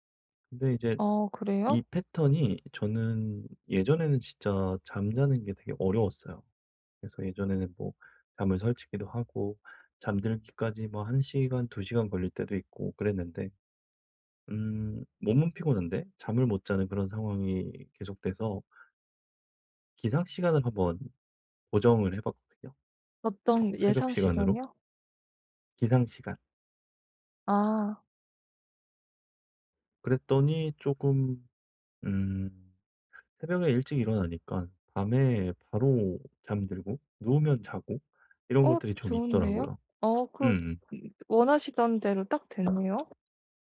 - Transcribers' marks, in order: other background noise
- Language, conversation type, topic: Korean, advice, 일정한 수면 스케줄을 만들고 꾸준히 지키려면 어떻게 하면 좋을까요?